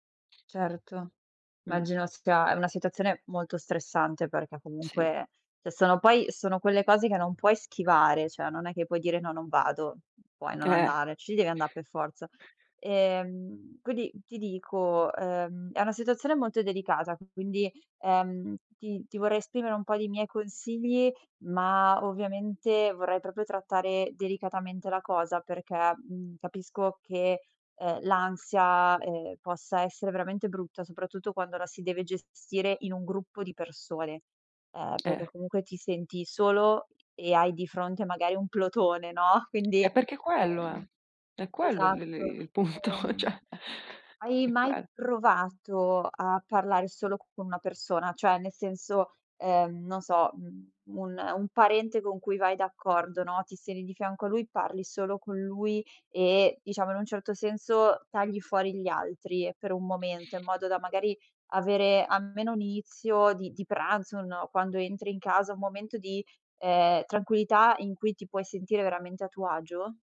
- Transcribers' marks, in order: other background noise; tongue click; tapping; laughing while speaking: "punto cioè"
- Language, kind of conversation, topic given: Italian, advice, In quali situazioni ti senti escluso o non sostenuto dai membri della tua famiglia?